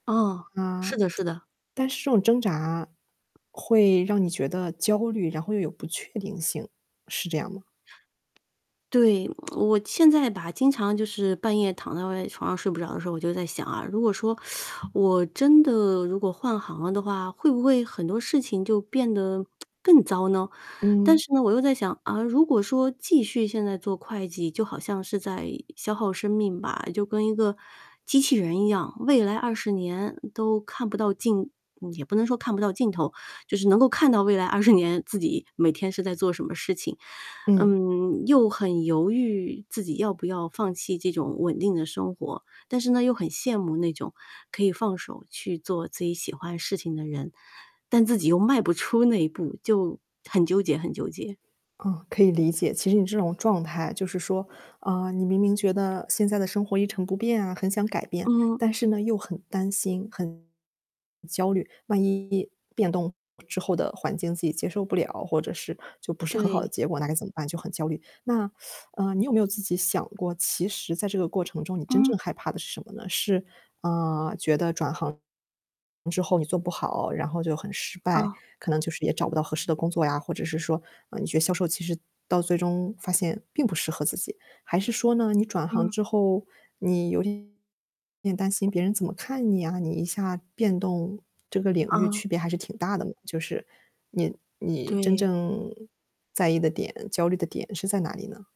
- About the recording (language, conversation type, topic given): Chinese, advice, 我想转行去追寻自己的热情，但又害怕冒险和失败，该怎么办？
- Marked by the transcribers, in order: static; tsk; tapping; teeth sucking; tsk; laughing while speaking: "二十"; other background noise; distorted speech; teeth sucking